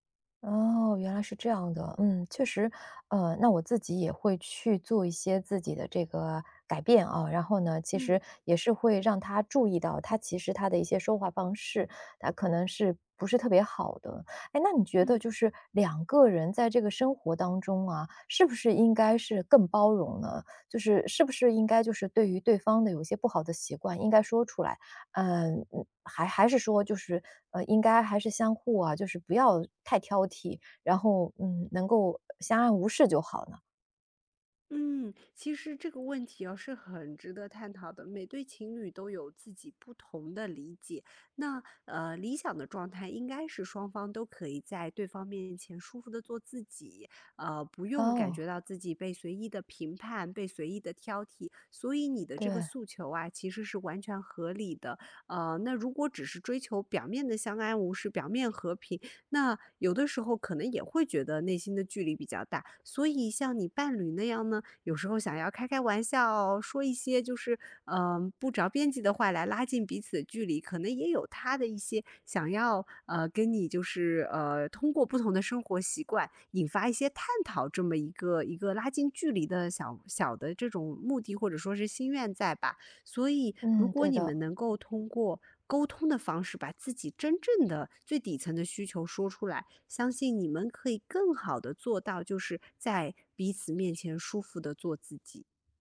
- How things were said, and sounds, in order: none
- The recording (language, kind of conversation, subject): Chinese, advice, 当伴侣经常挑剔你的生活习惯让你感到受伤时，你该怎么沟通和处理？